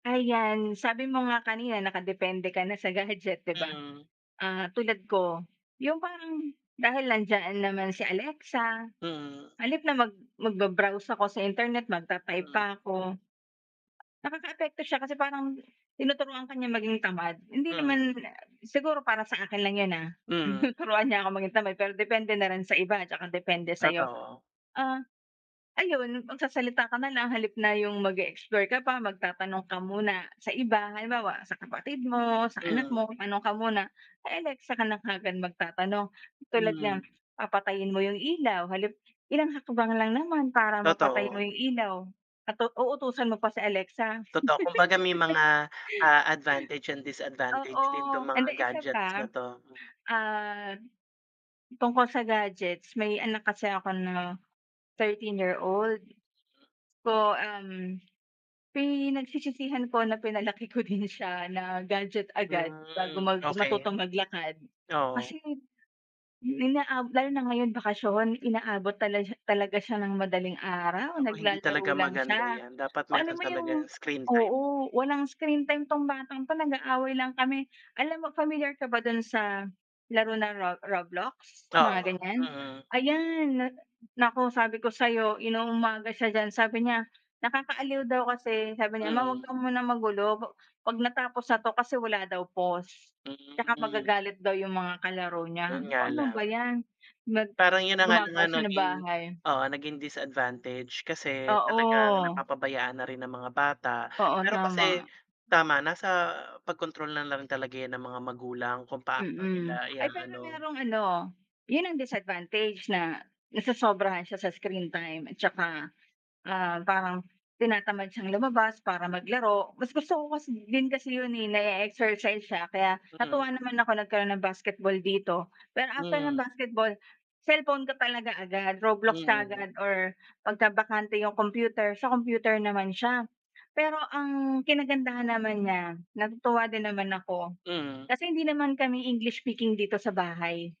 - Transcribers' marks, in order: chuckle; laugh; other background noise; tapping
- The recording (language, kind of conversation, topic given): Filipino, unstructured, Ano ang paborito mong kagamitang elektroniko at bakit mo ito gusto?